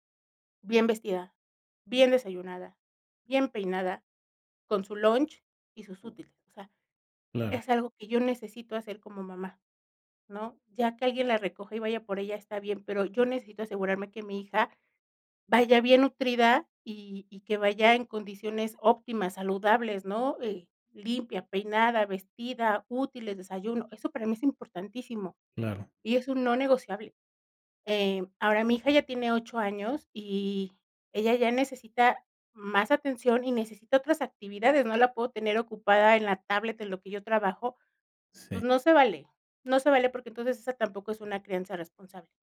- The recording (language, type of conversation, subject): Spanish, podcast, ¿Qué te ayuda a decidir dejar un trabajo estable?
- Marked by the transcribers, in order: none